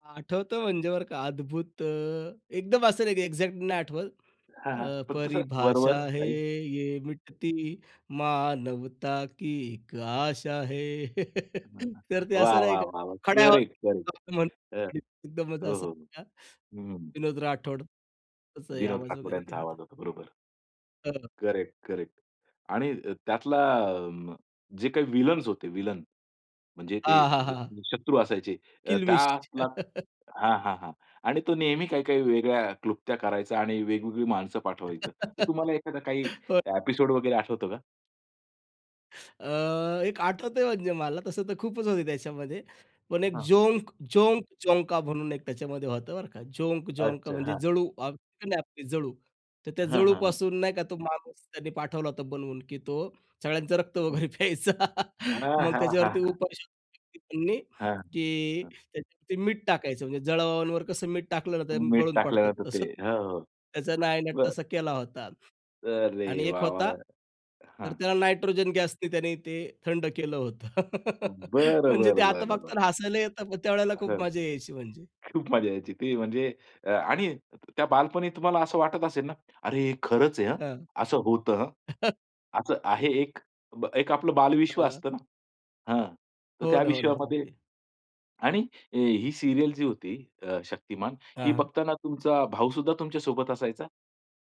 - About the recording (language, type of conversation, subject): Marathi, podcast, लहानपणीचा आवडता टीव्ही शो कोणता आणि का?
- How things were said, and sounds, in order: in English: "एक्झॅक्ट"; tapping; singing: "परिभाषा है. ये मिटती मानवता की एक आशा है"; in Hindi: "परिभाषा है. ये मिटती मानवता की एक आशा है"; laugh; chuckle; unintelligible speech; laugh; laugh; laughing while speaking: "हो"; in English: "एपिसोड"; laughing while speaking: "एक आठवतंय म्हणजे मला तसं तर खूपच होते"; other noise; laughing while speaking: "रक्त वगैरे प्यायचा"; chuckle; laugh; laughing while speaking: "म्हणजे ते आता फक्त हसायला येतात त्यावेळेला खूप मजा यायची म्हणजे"; laughing while speaking: "खूप मजा यायची ती म्हणजे"; chuckle